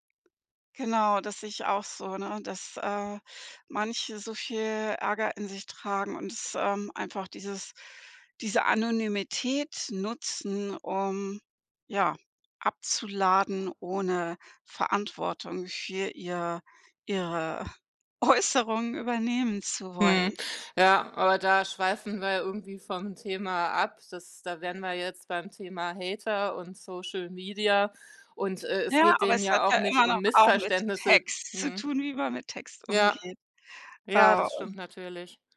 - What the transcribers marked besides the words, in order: other background noise; laughing while speaking: "Äußerung"
- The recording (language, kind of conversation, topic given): German, podcast, Wie gehst du mit Missverständnissen in Textnachrichten um?